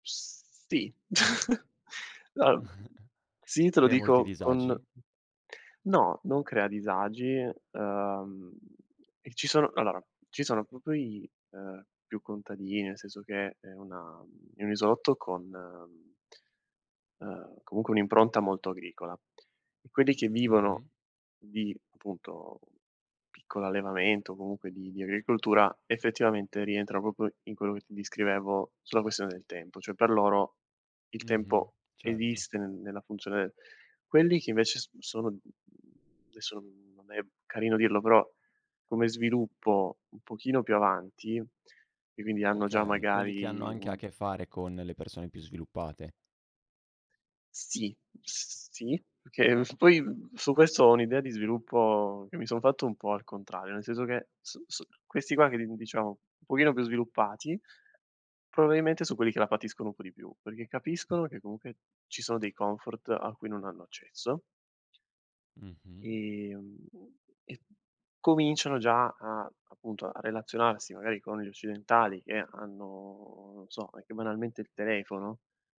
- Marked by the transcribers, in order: chuckle; chuckle; tapping; "proprio" said as "propio"; "proprio" said as "propo"; "Cioè" said as "ceh"; "perché" said as "pechè"
- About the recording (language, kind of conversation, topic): Italian, podcast, Qual è stato il paesaggio naturale che ti ha lasciato senza parole?